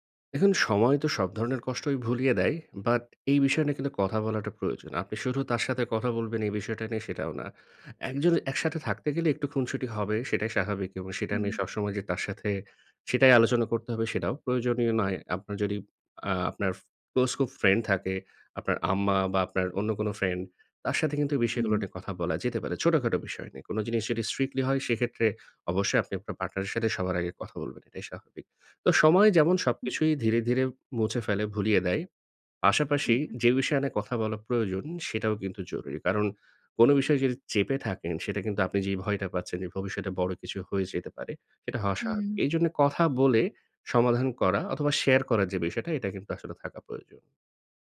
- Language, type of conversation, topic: Bengali, advice, মিনিমালিজম অনুসরণ করতে চাই, কিন্তু পরিবার/সঙ্গী সমর্থন করে না
- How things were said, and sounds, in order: in English: "strictly"; horn